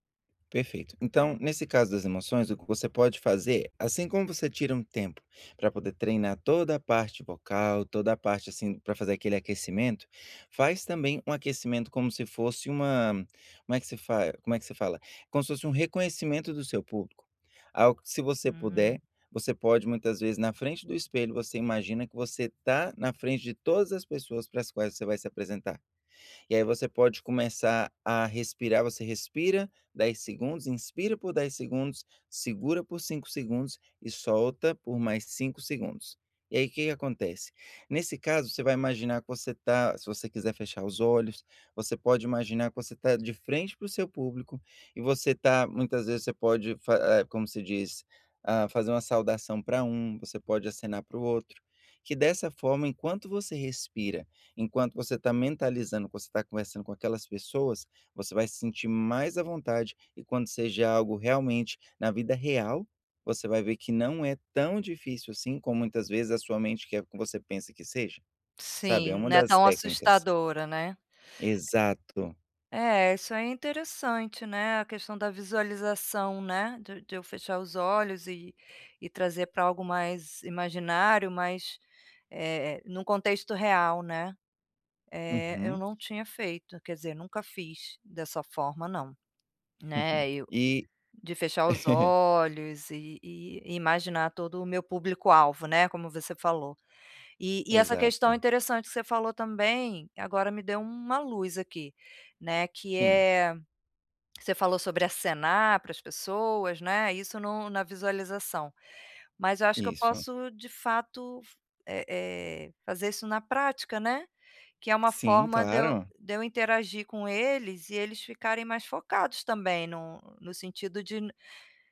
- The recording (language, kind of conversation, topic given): Portuguese, advice, Quais técnicas de respiração posso usar para autorregular minhas emoções no dia a dia?
- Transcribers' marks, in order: tapping; giggle